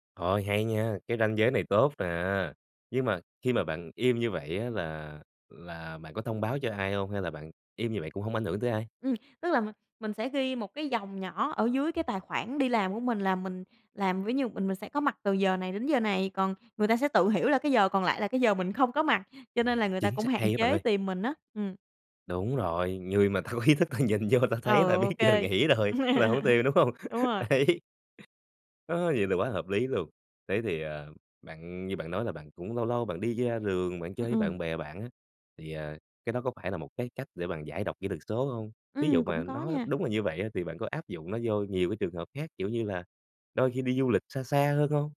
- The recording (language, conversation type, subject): Vietnamese, podcast, Làm sao để cân bằng giữa công việc và cuộc sống khi bạn luôn phải online?
- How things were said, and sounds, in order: other background noise; tapping; laughing while speaking: "ta có ý thức ta … đúng hông? Đấy"; chuckle